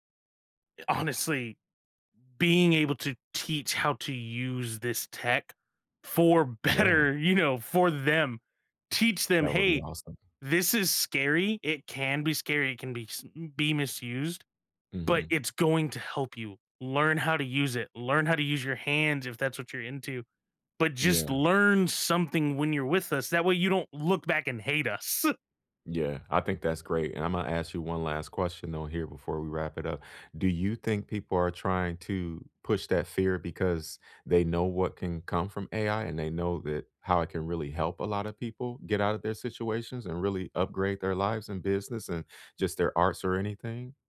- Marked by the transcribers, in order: laughing while speaking: "honestly"; laughing while speaking: "better"; tapping; chuckle; other background noise
- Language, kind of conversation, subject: English, unstructured, Should schools focus more on tests or real-life skills?
- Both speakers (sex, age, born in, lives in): male, 30-34, United States, United States; male, 40-44, United States, United States